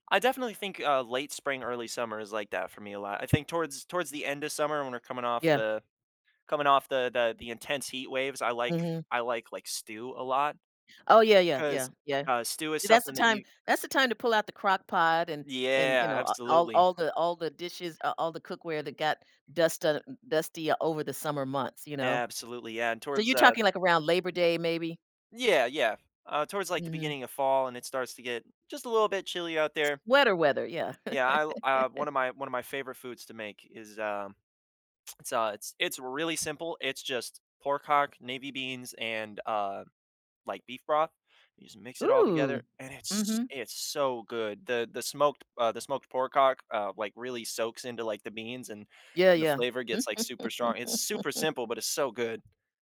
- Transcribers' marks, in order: other background noise; laugh; laugh
- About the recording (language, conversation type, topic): English, unstructured, What is your favorite comfort food, and why?
- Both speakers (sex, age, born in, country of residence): female, 60-64, United States, United States; male, 20-24, United States, United States